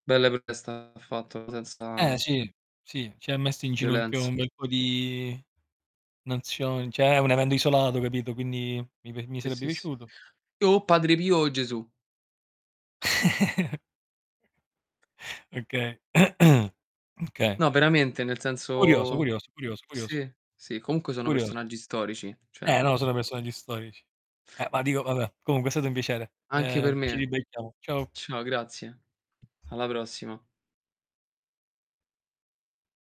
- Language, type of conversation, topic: Italian, unstructured, Perché è importante studiare la storia?
- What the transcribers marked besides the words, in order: distorted speech; other background noise; "Cioè" said as "ceh"; "evento" said as "evendo"; chuckle; tapping; throat clearing; "cioè" said as "ceh"